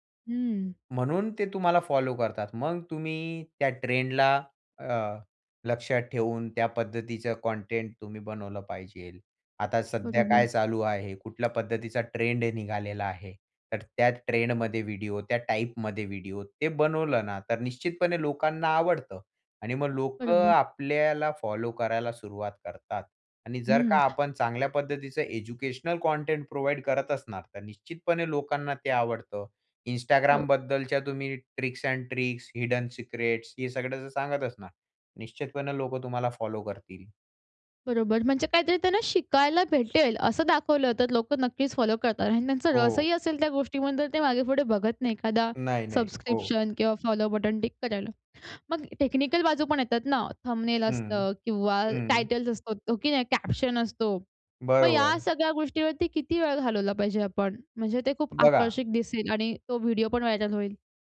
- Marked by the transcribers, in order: other background noise; in English: "एज्युकेशनल कंटेंट प्रोव्हाईड"; in English: "ट्रिक्स एंड ट्रिक्स, हिडन सिक्रेट्स"; in English: "टेक्निकल"; in English: "थंबनेल"; in English: "टायटल्स"; in English: "कॅप्शन"
- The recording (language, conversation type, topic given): Marathi, podcast, लोकप्रिय होण्यासाठी एखाद्या लघुचित्रफितीत कोणत्या गोष्टी आवश्यक असतात?